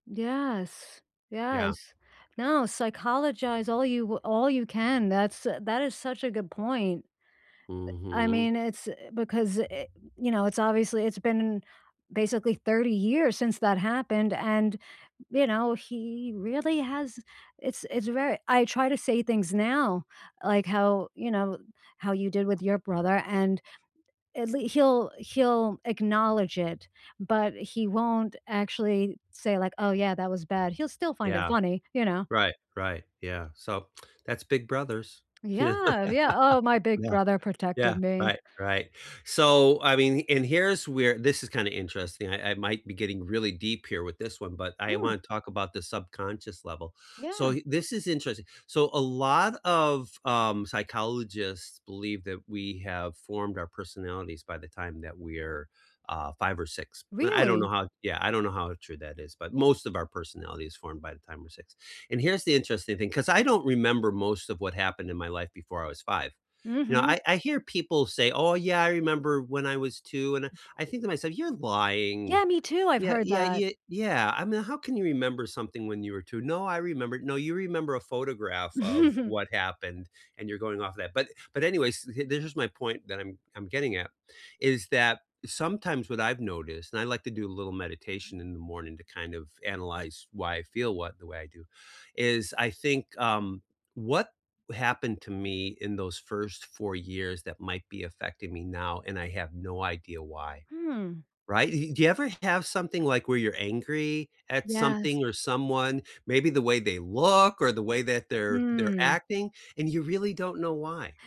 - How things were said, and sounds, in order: laughing while speaking: "Yeah"; laugh; chuckle; other background noise; stressed: "look"
- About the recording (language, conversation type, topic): English, unstructured, Do you feel angry when you remember how someone treated you in the past?
- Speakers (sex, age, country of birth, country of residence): female, 40-44, United States, United States; male, 60-64, United States, United States